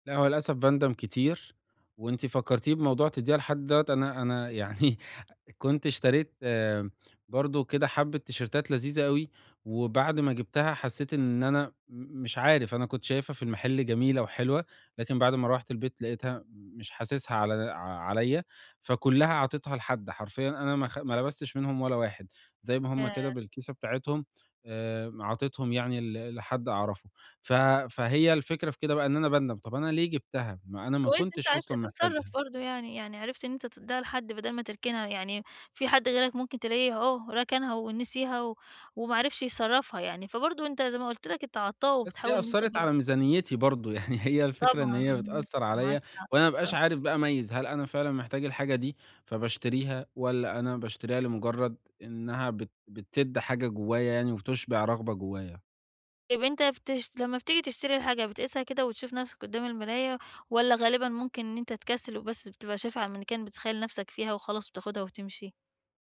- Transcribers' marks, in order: laughing while speaking: "يعني"; in English: "تيشرتات"; tapping; laughing while speaking: "يعني هي"; in English: "الmannequin"
- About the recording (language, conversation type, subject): Arabic, advice, إزاي أتعلم أفرّق بين احتياجاتي ورغباتي قبل ما أشتري؟